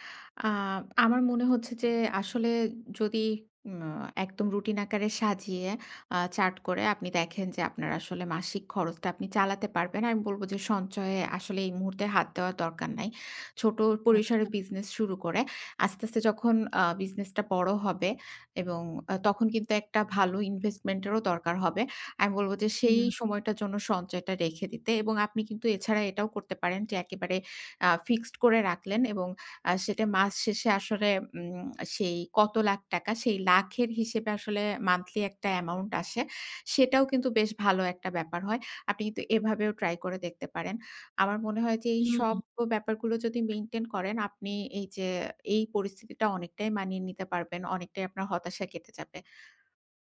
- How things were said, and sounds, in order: tapping; other background noise
- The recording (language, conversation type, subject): Bengali, advice, অনিশ্চয়তার মধ্যে দ্রুত মানিয়ে নিয়ে কীভাবে পরিস্থিতি অনুযায়ী খাপ খাইয়ে নেব?